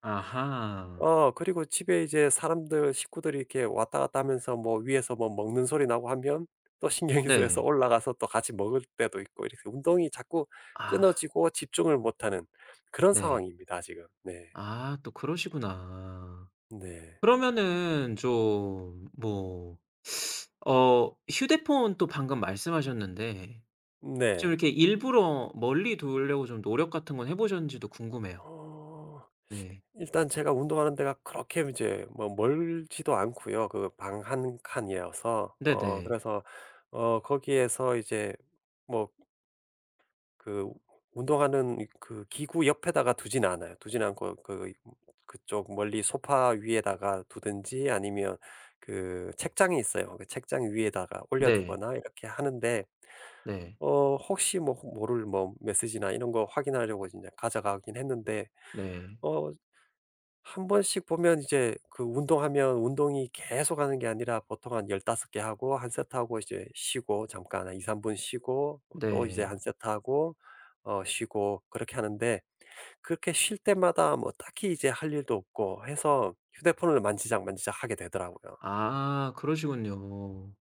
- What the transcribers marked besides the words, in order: laughing while speaking: "신경이 쓰여서"; other background noise; tapping
- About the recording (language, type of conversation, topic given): Korean, advice, 바쁜 일정 때문에 규칙적으로 운동하지 못하는 상황을 어떻게 설명하시겠어요?